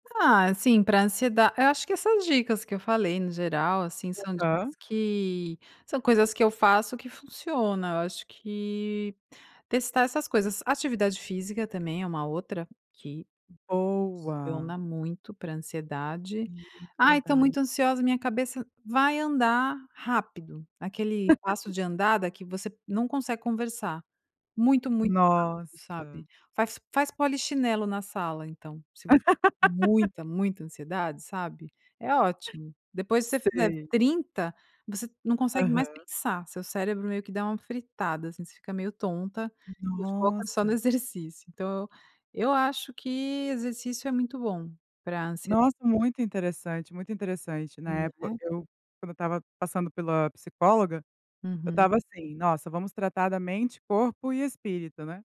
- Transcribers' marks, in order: laugh; laugh
- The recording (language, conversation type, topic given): Portuguese, podcast, O que você costuma fazer para aliviar a ansiedade no dia a dia?